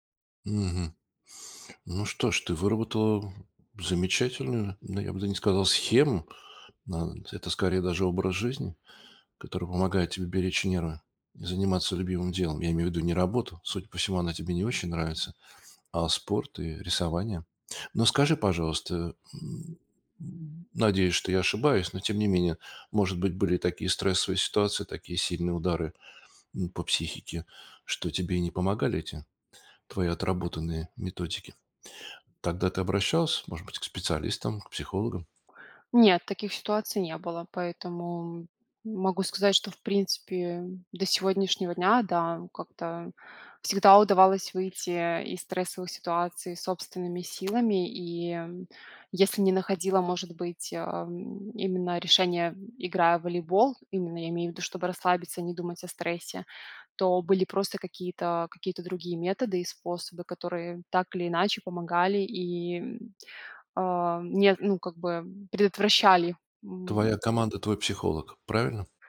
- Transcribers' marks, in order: tapping
- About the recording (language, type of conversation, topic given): Russian, podcast, Как вы справляетесь со стрессом в повседневной жизни?